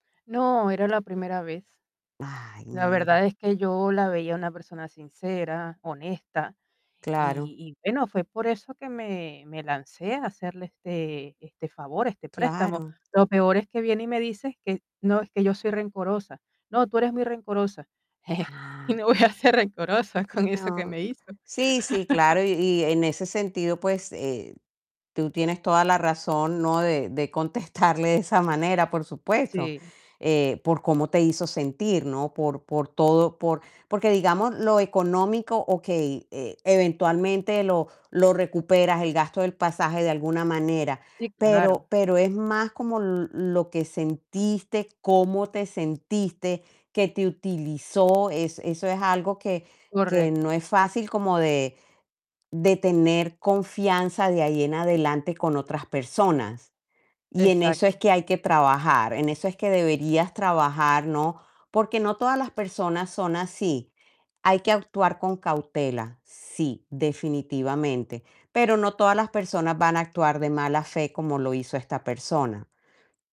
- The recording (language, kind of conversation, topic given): Spanish, advice, ¿Cómo te has sentido al sentirte usado por amigos que solo te piden favores?
- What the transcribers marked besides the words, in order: static; chuckle; laughing while speaking: "Y me voy a ser rencorosa con eso que me hizo"; tapping; distorted speech; laugh; laughing while speaking: "contestarle"